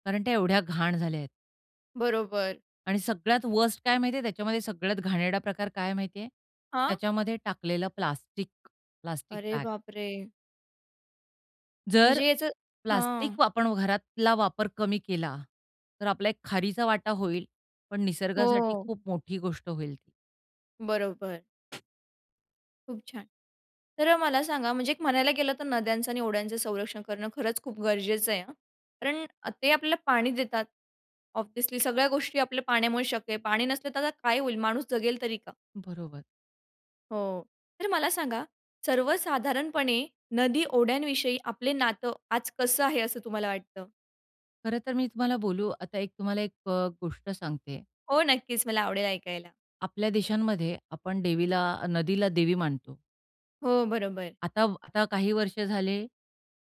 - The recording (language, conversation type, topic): Marathi, podcast, नद्या आणि ओढ्यांचे संरक्षण करण्यासाठी लोकांनी काय करायला हवे?
- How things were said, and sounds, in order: in English: "वर्स्ट"; other background noise; tapping; in English: "ऑब्व्हियसली"